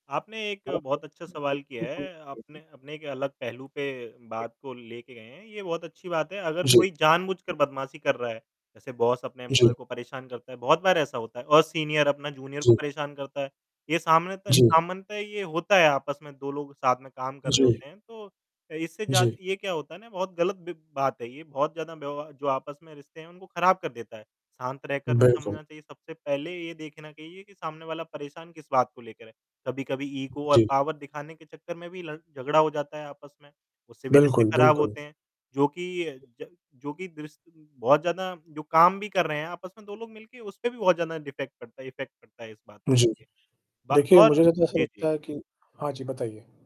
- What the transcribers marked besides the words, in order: distorted speech; unintelligible speech; other background noise; in English: "बॉस"; in English: "एम्प्लॉयी"; in English: "सीनियर"; in English: "जूनियर"; in English: "ईगो"; in English: "पावर"; in English: "डिफ़ैक्ट"; in English: "इफ़ेक्ट"
- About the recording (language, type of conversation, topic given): Hindi, unstructured, क्या आपको लगता है कि झगड़े हमारे रिश्तों को खराब करते हैं या सुधारते हैं?
- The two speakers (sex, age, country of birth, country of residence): male, 25-29, India, India; male, 25-29, India, India